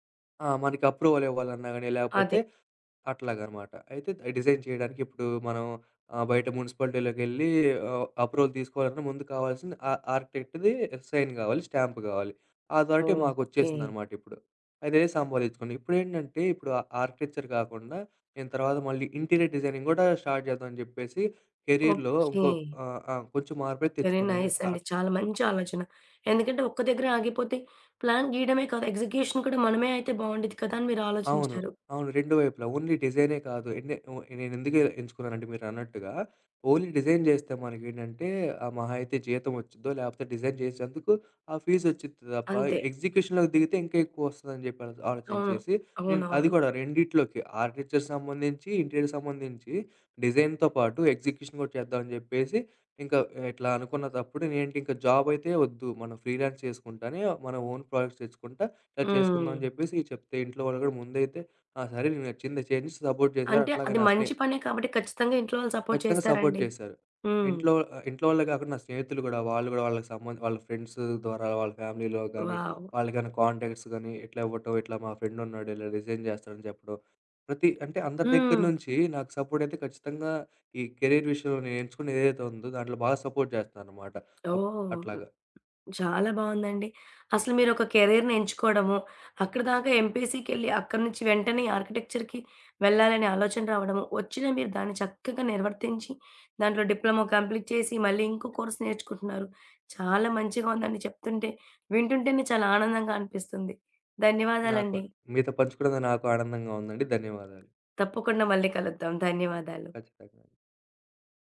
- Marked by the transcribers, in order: in English: "అప్రూవల్"; in English: "డిజైన్"; in English: "అప్రూవల్"; in English: "ఆర్కిటెక్ట్‌ది సైన్"; in English: "స్టాంప్"; in English: "అథారిటీ"; in English: "ఆర్కిటెక్చర్"; in English: "ఇంటీరియర్ డిజైనింగ్"; in English: "స్టార్ట్"; in English: "కెరియర్‌లో"; in English: "వెరీ నైస్"; in English: "ప్లాన్"; in English: "ఎగ్జిక్యూషన్"; in English: "ఓన్లీ"; in English: "ఓన్లీ డిజైన్"; in English: "డిజైన్"; other background noise; in English: "ఫీస్"; in English: "ఎగ్జిక్యూషన్‌లోకి"; in English: "ఆర్క్‌టేక్చర్"; in English: "ఇంటీరియర్"; in English: "డిజైన్‌తో"; in English: "ఎగ్జిక్యూషన్"; in English: "జాబ్"; in English: "ఫ్రీలాన్స్"; in English: "ఓన్ ప్రాడక్ట్స్"; in English: "సపోర్ట్"; in English: "సపోర్ట్"; in English: "సపోర్ట్"; in English: "వావ్!"; in English: "ఫ్యామిలీలో"; in English: "కాంటాక్ట్స్"; in English: "డిజైన్"; in English: "కెరీర్"; in English: "సపోర్ట్"; in English: "కెరియర్‌ని"; in English: "ఆర్కిటెక్చర్‌కి"; in English: "కంప్లీట్"; in English: "కోర్స్"
- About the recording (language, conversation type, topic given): Telugu, podcast, కెరీర్‌లో మార్పు చేసినప్పుడు మీ కుటుంబం, స్నేహితులు ఎలా స్పందించారు?